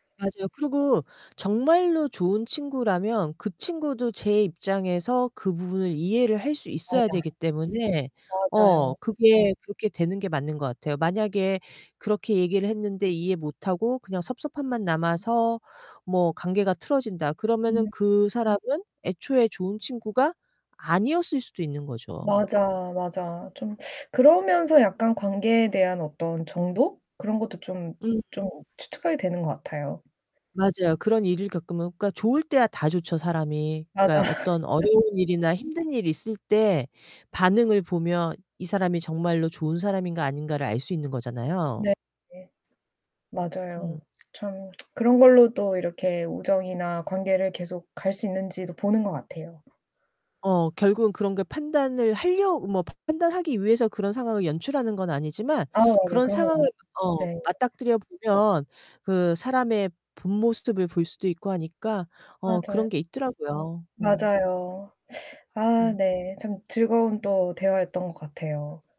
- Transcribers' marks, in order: distorted speech; other background noise; static; laughing while speaking: "맞아"; laugh; tsk
- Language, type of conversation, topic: Korean, unstructured, 친구에게 부탁하기 어려운 일이 있을 때 어떻게 말하는 게 좋을까?